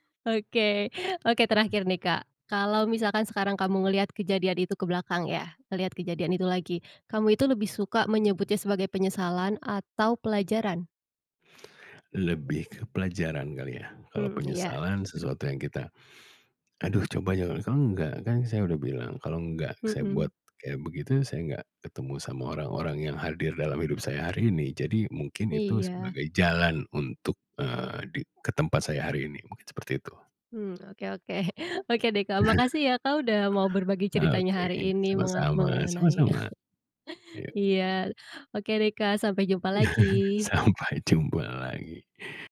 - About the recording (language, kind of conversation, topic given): Indonesian, podcast, Pernahkah kamu menyesal memilih jalan hidup tertentu?
- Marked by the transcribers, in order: other background noise; chuckle; tapping; laughing while speaking: "oke"; chuckle; chuckle; chuckle; laughing while speaking: "Sampai jumpa lagi"